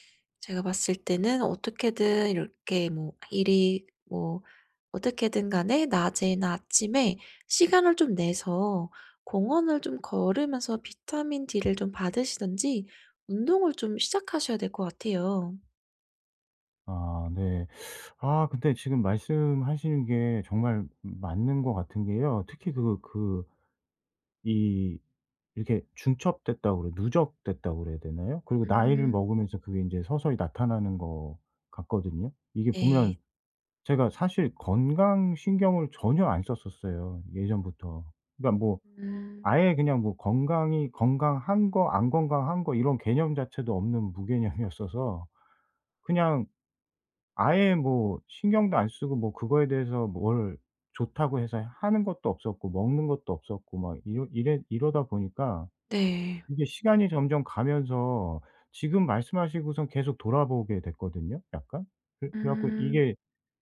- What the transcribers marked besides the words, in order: tapping; laughing while speaking: "무개념이었어서"
- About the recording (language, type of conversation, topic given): Korean, advice, 충분히 잤는데도 아침에 계속 무기력할 때 어떻게 하면 더 활기차게 일어날 수 있나요?